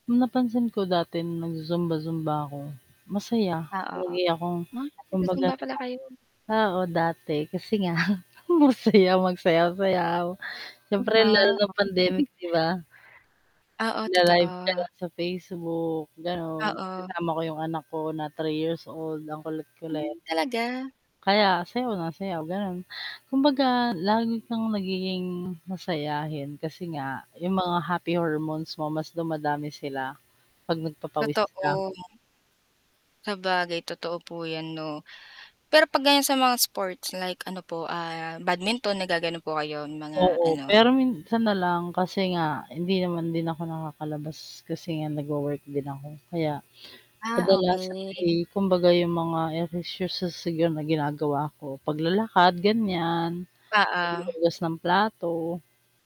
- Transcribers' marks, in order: static; unintelligible speech; mechanical hum; unintelligible speech; laughing while speaking: "masaya magsayaw-sayaw"; unintelligible speech; distorted speech; tapping; "ehersisyo" said as "ehersyusyo"
- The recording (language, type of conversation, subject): Filipino, unstructured, Ano ang mga pagbabagong napapansin mo kapag regular kang nag-eehersisyo?